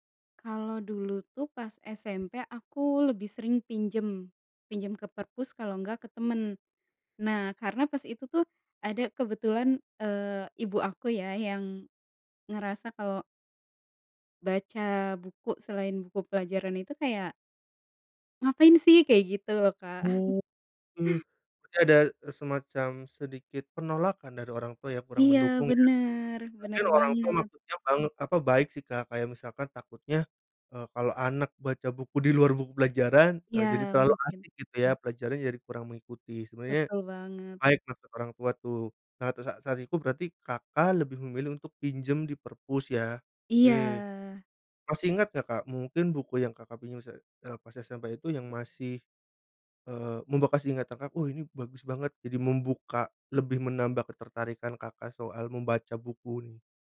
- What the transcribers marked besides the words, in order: other background noise; tapping; chuckle
- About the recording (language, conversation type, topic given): Indonesian, podcast, Bagaimana cara menemukan komunitas yang cocok untuk hobimu?